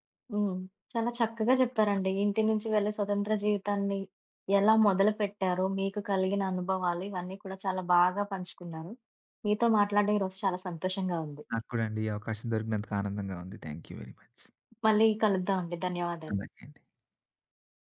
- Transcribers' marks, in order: other background noise; tapping; in English: "థ్యాంక్ యూ వెరీ మచ్"
- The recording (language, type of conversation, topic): Telugu, podcast, మీరు ఇంటి నుంచి బయటకు వచ్చి స్వతంత్రంగా జీవించడం మొదలు పెట్టినప్పుడు మీకు ఎలా అనిపించింది?